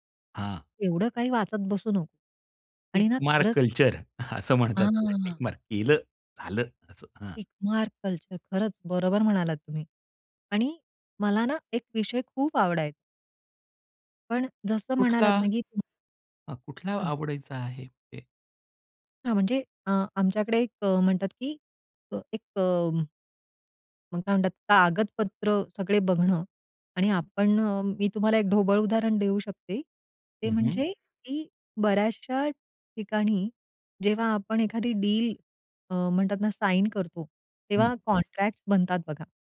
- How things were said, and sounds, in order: other background noise; in English: "कल्चर"; laughing while speaking: "असं"; stressed: "केलं झालं"; in English: "कल्चर"; in English: "डील"; in English: "साइन"; in English: "कॉन्ट्रॅक्ट्स"
- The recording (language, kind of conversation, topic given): Marathi, podcast, तात्काळ समाधान आणि दीर्घकालीन वाढ यांचा तोल कसा सांभाळतोस?